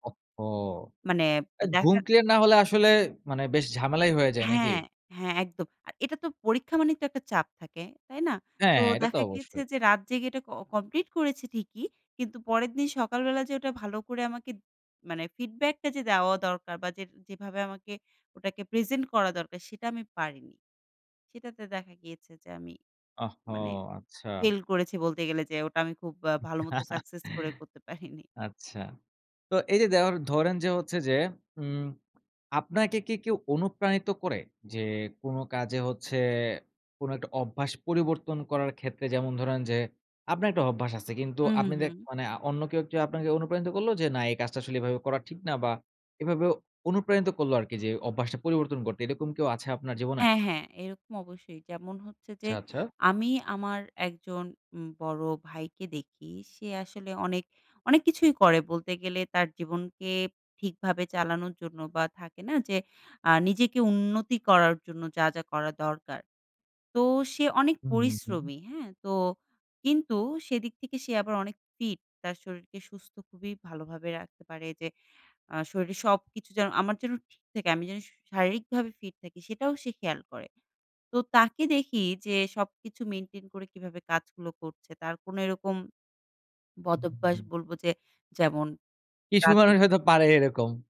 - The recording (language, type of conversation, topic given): Bengali, podcast, কোন ছোট অভ্যাস বদলে তুমি বড় পরিবর্তন এনেছ?
- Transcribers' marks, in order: chuckle; in English: "সাকসেস"; laughing while speaking: "পারিনি"; tapping